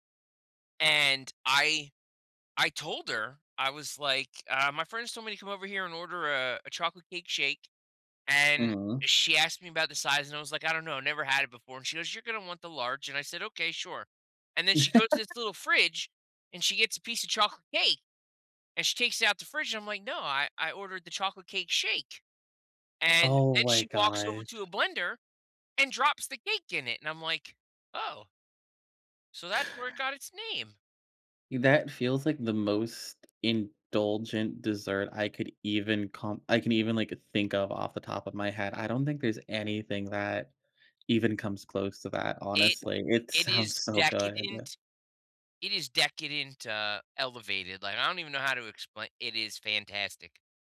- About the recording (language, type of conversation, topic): English, unstructured, How should I split a single dessert or shared dishes with friends?
- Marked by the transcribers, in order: laugh